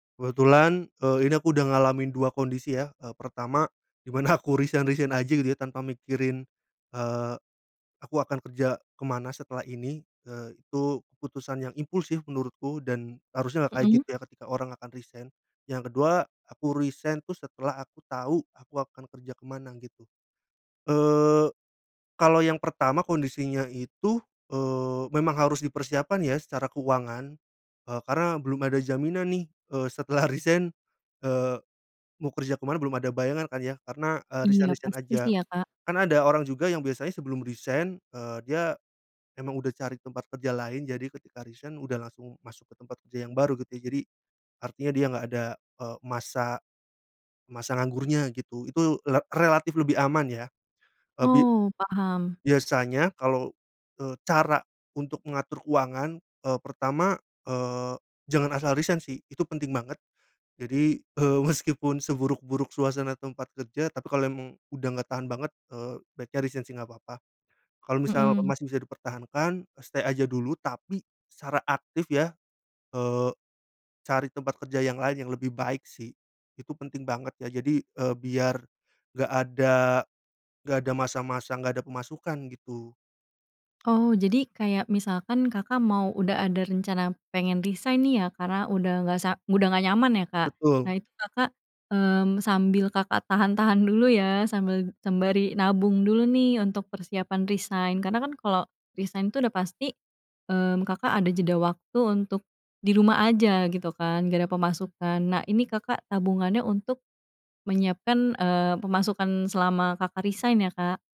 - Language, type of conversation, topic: Indonesian, podcast, Bagaimana kamu mengatur keuangan saat mengalami transisi kerja?
- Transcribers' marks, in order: laughing while speaking: "aku"; laughing while speaking: "setelah resign"; laughing while speaking: "meski pun"; in English: "stay"; tapping